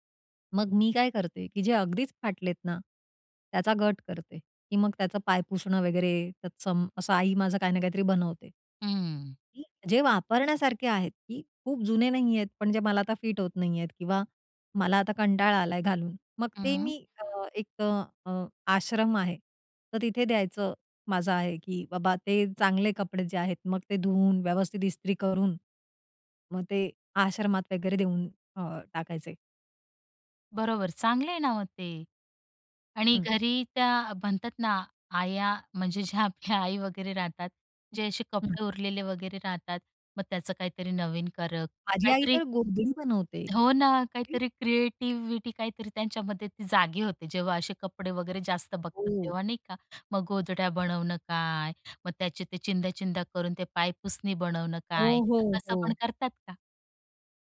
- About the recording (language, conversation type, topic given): Marathi, podcast, अनावश्यक वस्तू कमी करण्यासाठी तुमचा उपाय काय आहे?
- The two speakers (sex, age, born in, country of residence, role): female, 35-39, India, India, host; female, 40-44, India, India, guest
- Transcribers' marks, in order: in English: "फिट"; chuckle; other background noise; in English: "क्रिएटिव्हीटी"; other noise